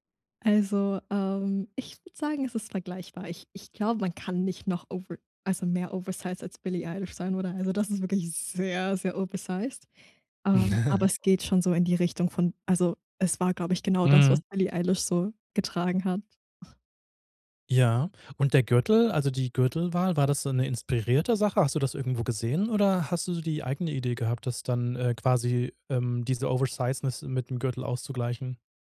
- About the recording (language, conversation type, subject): German, podcast, Was war dein peinlichster Modefehltritt, und was hast du daraus gelernt?
- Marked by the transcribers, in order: in English: "over"; in English: "oversized"; in English: "oversized"; chuckle; snort; in English: "Oversizeness"